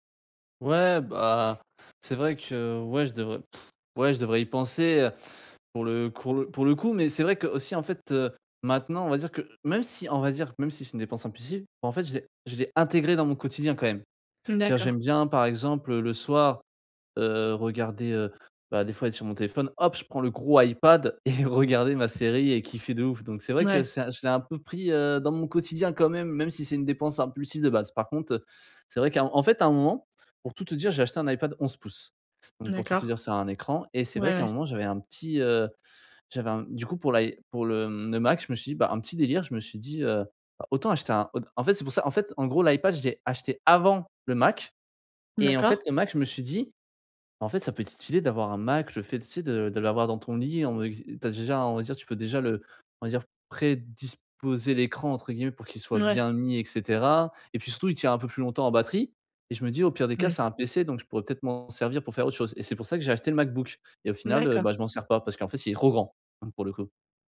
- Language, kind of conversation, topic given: French, advice, Comment éviter les achats impulsifs en ligne qui dépassent mon budget ?
- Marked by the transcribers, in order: other background noise; stressed: "intégré"; stressed: "gros Ipad"; chuckle; tapping; stressed: "avant"; unintelligible speech; stressed: "trop grand"